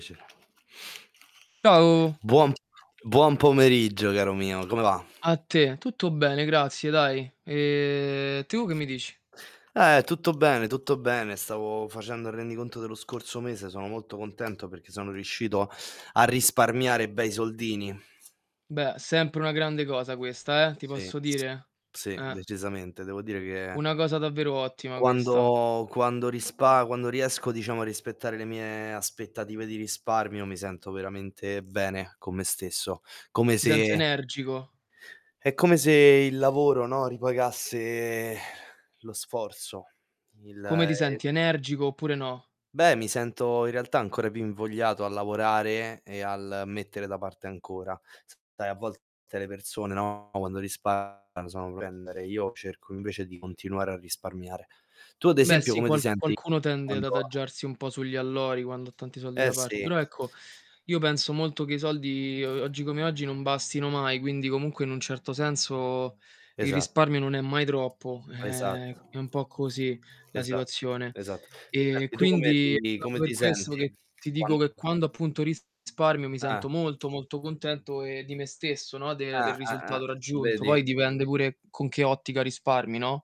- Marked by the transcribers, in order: other background noise; static; tapping; drawn out: "Ehm"; "tu" said as "teu"; sigh; distorted speech; unintelligible speech; "proprio" said as "propo"
- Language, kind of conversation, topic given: Italian, unstructured, Come ti senti quando riesci a risparmiare?